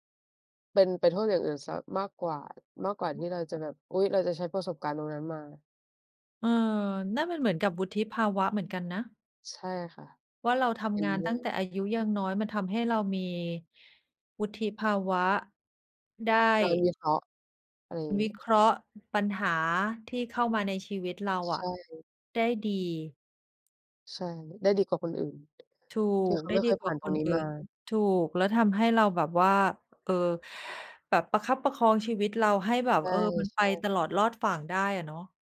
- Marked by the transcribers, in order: other background noise
- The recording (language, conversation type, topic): Thai, unstructured, คุณคิดอย่างไรกับการเริ่มต้นทำงานตั้งแต่อายุยังน้อย?